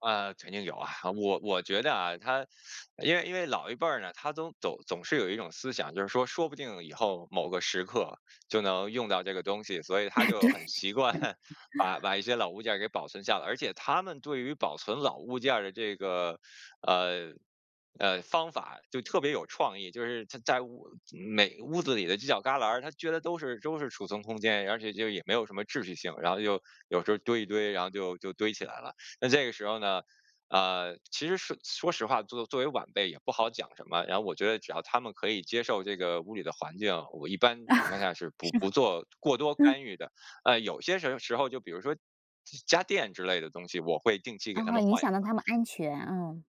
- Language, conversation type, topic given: Chinese, podcast, 你有哪些断舍离的经验可以分享？
- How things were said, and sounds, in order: teeth sucking; laughing while speaking: "哎，对"; laughing while speaking: "很习惯"; chuckle; chuckle; laughing while speaking: "是吗？嗯"